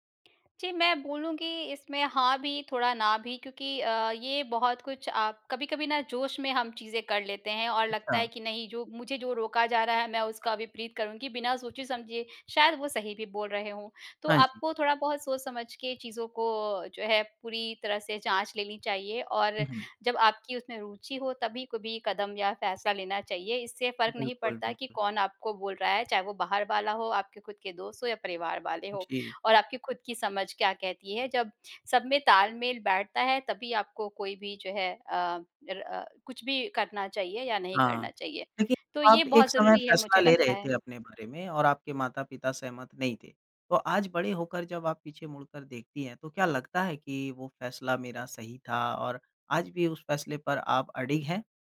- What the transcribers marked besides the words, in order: none
- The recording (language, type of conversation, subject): Hindi, podcast, दूसरों की राय से आपकी अभिव्यक्ति कैसे बदलती है?